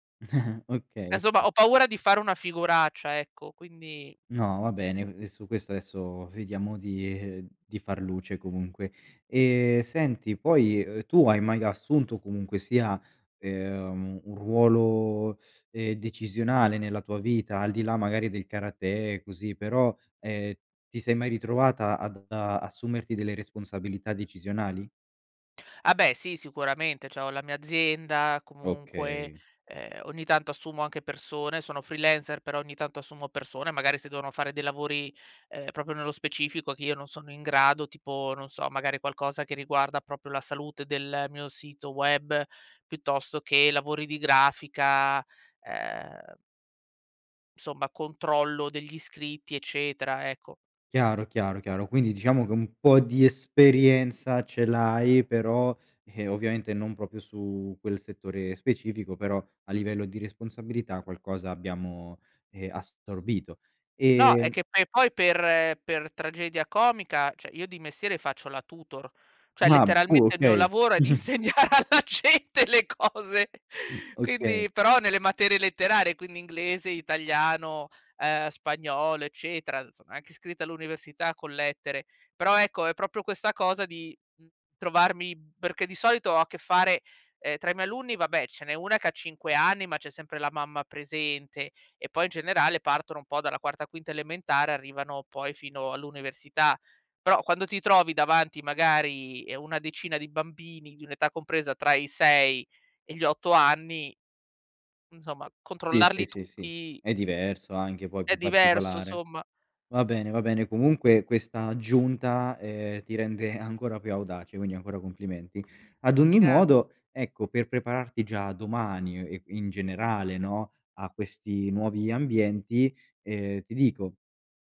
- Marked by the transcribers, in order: chuckle; "okay" said as "oka"; "adesso" said as "aesso"; laughing while speaking: "vediamo di"; "cioè" said as "ceh"; "Cioè" said as "ceh"; unintelligible speech; chuckle; laughing while speaking: "insegnare alla gente le cose"; "tutti" said as "tuti"; laughing while speaking: "ancora più audace"; other background noise
- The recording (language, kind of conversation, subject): Italian, advice, Come posso chiarire le responsabilità poco definite del mio nuovo ruolo o della mia promozione?